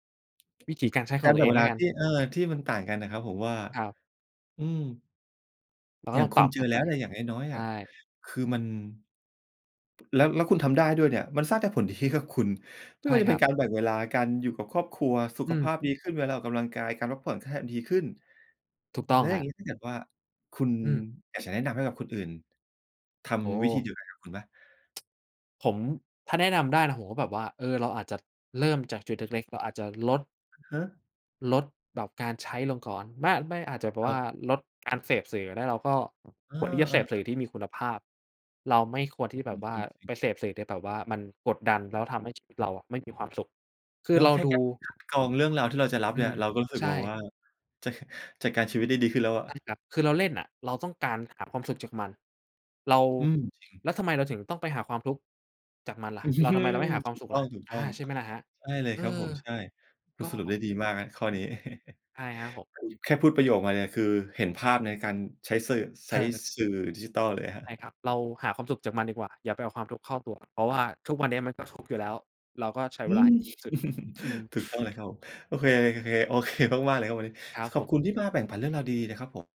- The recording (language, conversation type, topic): Thai, podcast, คุณเคยลองดีท็อกซ์ดิจิทัลไหม และผลเป็นอย่างไรบ้าง?
- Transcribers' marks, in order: tapping; laughing while speaking: "ผลดี"; tsk; other background noise; laughing while speaking: "อืม"; chuckle; "ใช้" said as "ไซ้"; chuckle; laugh; sniff